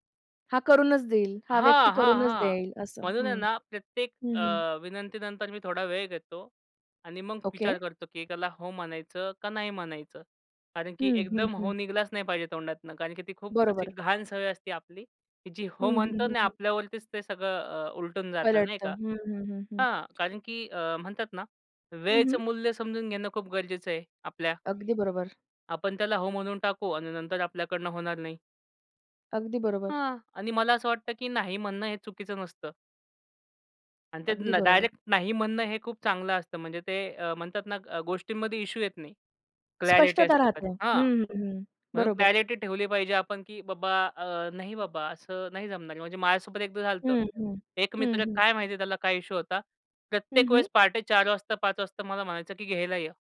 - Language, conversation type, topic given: Marathi, podcast, सतत ‘हो’ म्हणण्याची सवय कशी सोडाल?
- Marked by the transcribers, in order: tapping; other background noise; "निघालाच" said as "निघलाच"; in English: "क्लॅरिटी"; in English: "क्लॅरिटी"